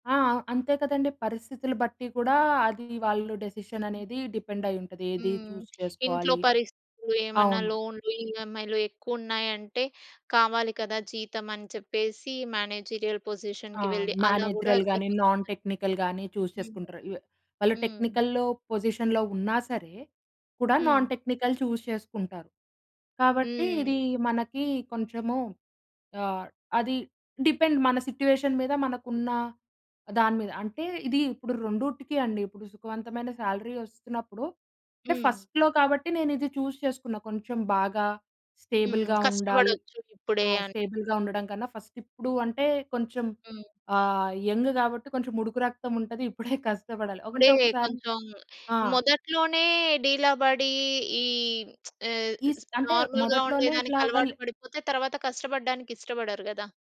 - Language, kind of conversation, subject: Telugu, podcast, సుఖవంతమైన జీతం కన్నా కెరీర్‌లో వృద్ధిని ఎంచుకోవాలా అని మీరు ఎలా నిర్ణయిస్తారు?
- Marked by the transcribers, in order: in English: "డెసిషన్"; in English: "డిపెండ్"; in English: "చూస్"; in English: "మేనేజీరియల్ పొజిషన్‌కి"; in English: "మేనేజరల్"; in English: "నాన్ టెక్నికల్"; in English: "చూస్"; in English: "టెక్నికల్‌లో పొజిషన్‌లో"; in English: "నాన్ టెక్నికల్ చూస్"; in English: "డిపెండ్"; in English: "సిట్యుయేషన్"; "రెండిటికీ" said as "రెండూటికీ"; in English: "శాలరీ"; in English: "ఫస్ట్‌లో"; in English: "చూస్"; in English: "స్టేబుల్‌గా"; in English: "స్టేబుల్‌గా"; in English: "ఫస్ట్"; in English: "యంగ్"; chuckle; lip smack; in English: "నార్మల్‌గా"